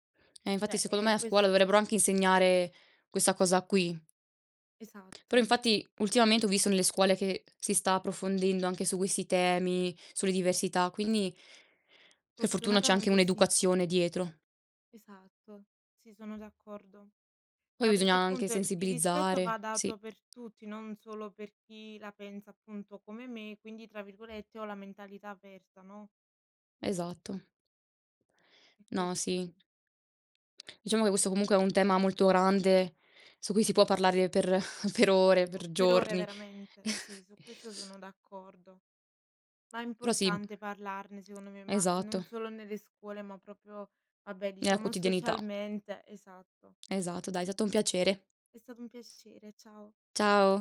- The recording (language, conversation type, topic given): Italian, unstructured, Qual è l’impatto del razzismo nella vita quotidiana?
- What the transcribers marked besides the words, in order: tapping; "Cioè" said as "ceh"; chuckle; "proprio" said as "propio"; "Nella" said as "nea"; "piacere" said as "piascicere"